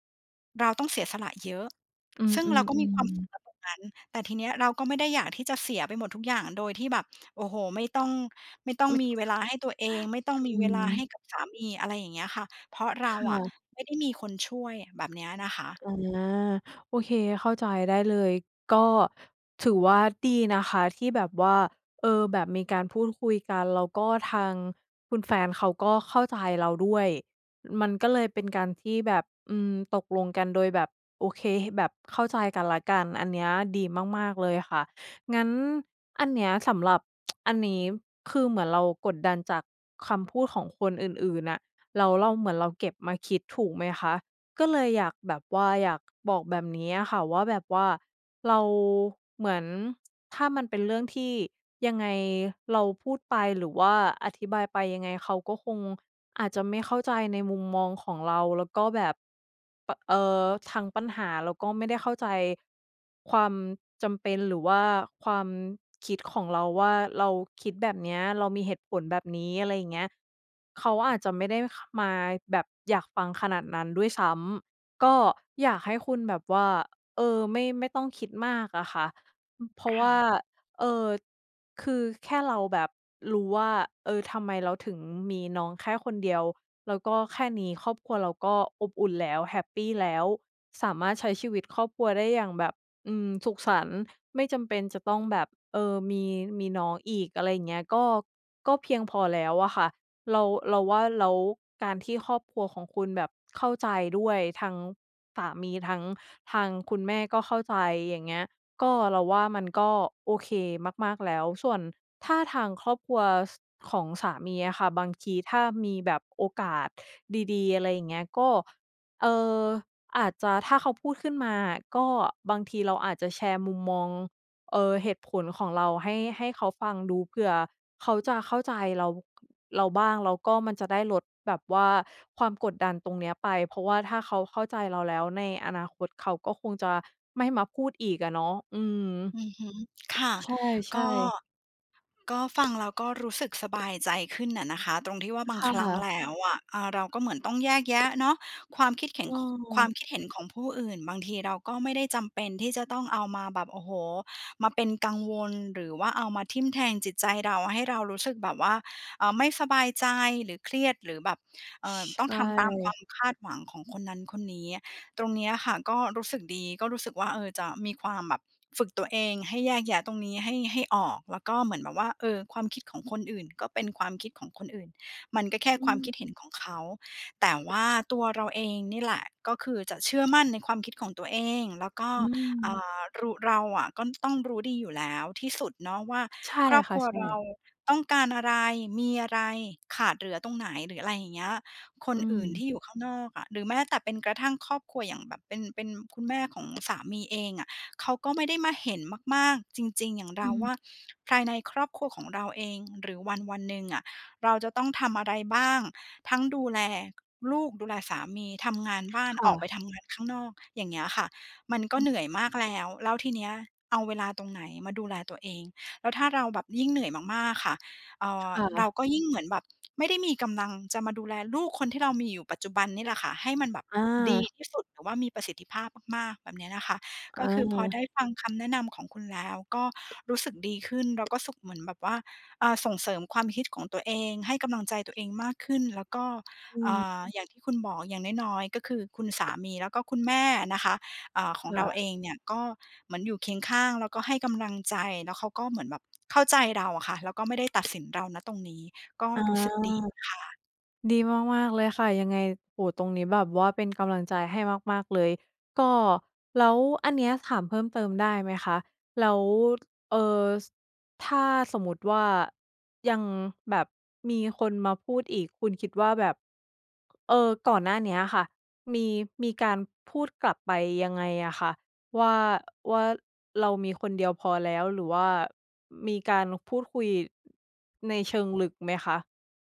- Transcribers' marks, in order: other background noise; tsk; tapping
- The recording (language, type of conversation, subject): Thai, advice, คุณรู้สึกถูกกดดันให้ต้องมีลูกตามความคาดหวังของคนรอบข้างหรือไม่?